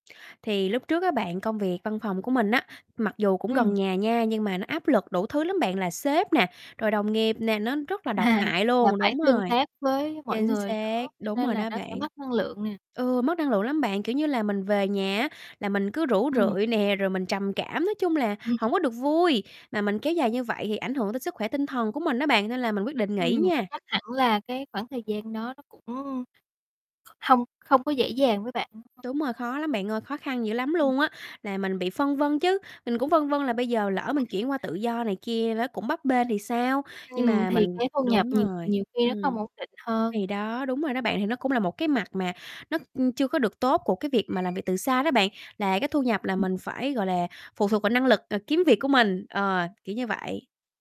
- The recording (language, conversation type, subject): Vietnamese, podcast, Bạn nghĩ sao về việc làm từ xa hiện nay?
- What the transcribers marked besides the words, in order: tapping; laughing while speaking: "À"; distorted speech; other background noise; static; alarm